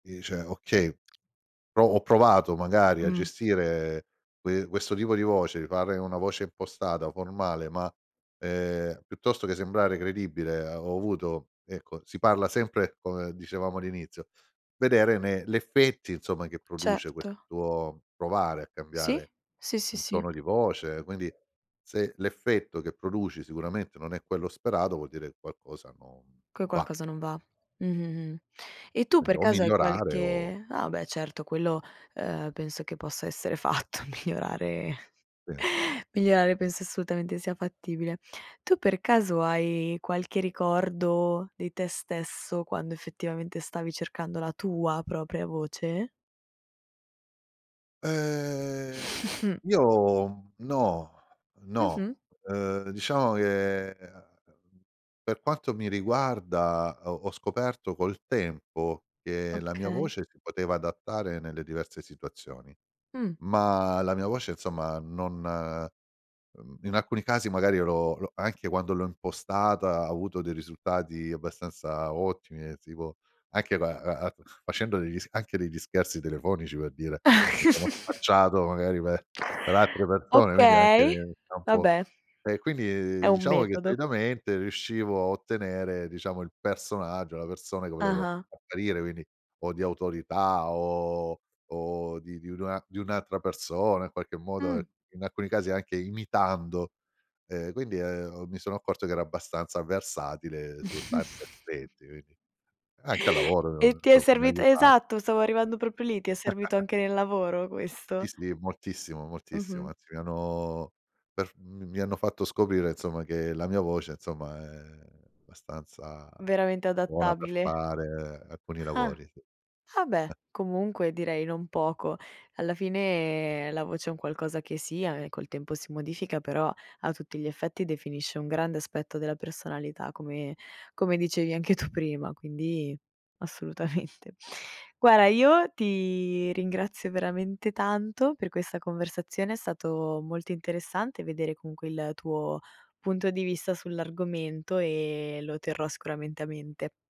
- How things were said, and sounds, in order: tapping; drawn out: "gestire"; "questo" said as "questuo"; other background noise; laughing while speaking: "fatto"; drawn out: "Ehm"; snort; snort; other noise; drawn out: "o"; snort; unintelligible speech; "insomma" said as "nsomma"; chuckle; drawn out: "hanno"; drawn out: "è"; "abbastanza" said as "bastanza"; chuckle; drawn out: "fine"; laughing while speaking: "tu"; laughing while speaking: "assolutamente"; drawn out: "ti"
- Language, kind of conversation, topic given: Italian, podcast, Che consiglio daresti a chi cerca la propria voce nello stile?
- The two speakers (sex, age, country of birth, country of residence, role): female, 25-29, Italy, Italy, host; male, 50-54, Germany, Italy, guest